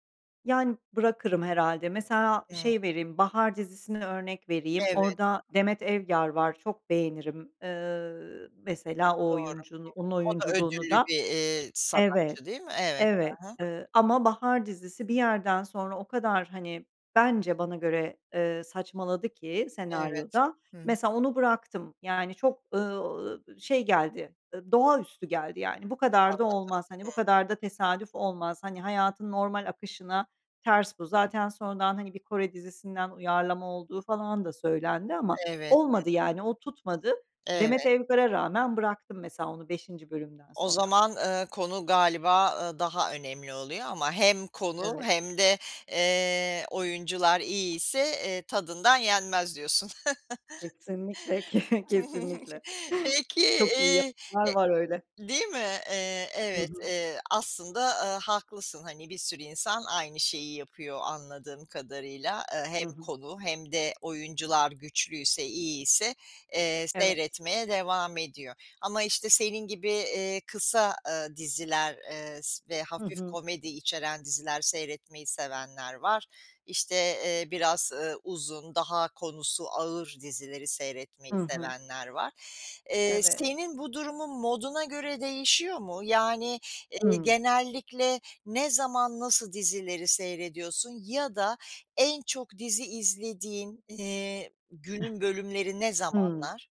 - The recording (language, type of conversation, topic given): Turkish, podcast, Dizi seçerken nelere dikkat edersin, bize örneklerle anlatır mısın?
- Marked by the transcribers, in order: tapping; other background noise; laugh; laughing while speaking: "kesinlikle"; chuckle; unintelligible speech; chuckle